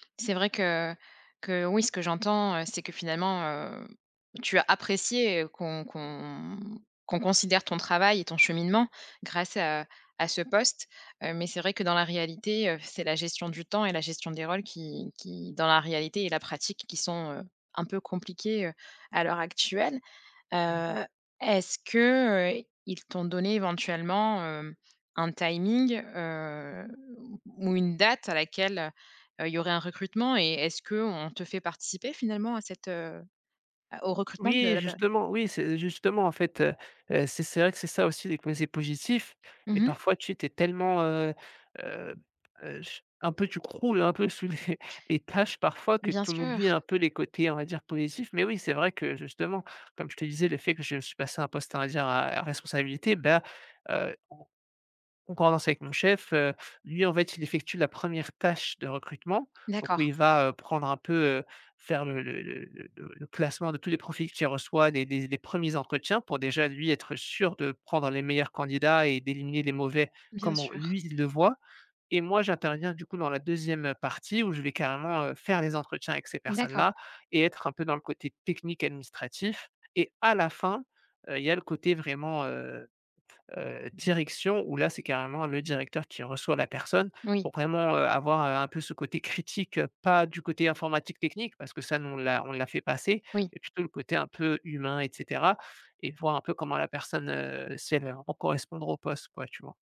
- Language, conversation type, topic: French, advice, Comment décririez-vous un changement majeur de rôle ou de responsabilités au travail ?
- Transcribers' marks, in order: "personne" said as "peronne"; chuckle